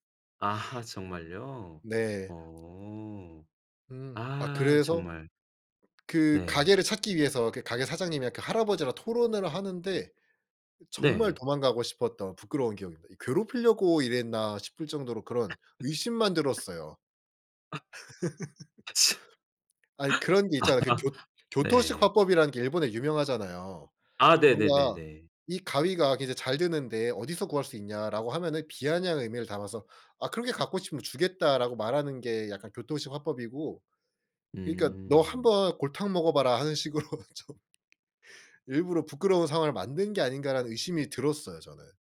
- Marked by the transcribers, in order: other background noise; laugh; laughing while speaking: "아 참"; laugh; laughing while speaking: "식으로"
- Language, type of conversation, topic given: Korean, podcast, 여행 중 길을 잃었을 때 어떻게 해결했나요?